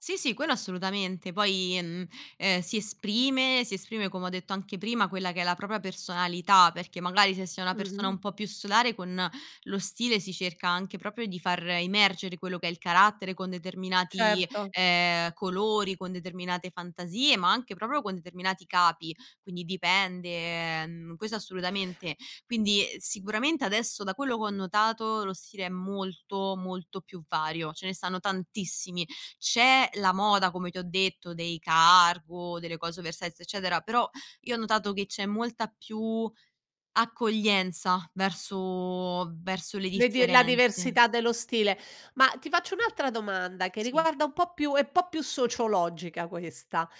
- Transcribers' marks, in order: other background noise; tapping
- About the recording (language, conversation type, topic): Italian, podcast, Come pensi che evolva il tuo stile con l’età?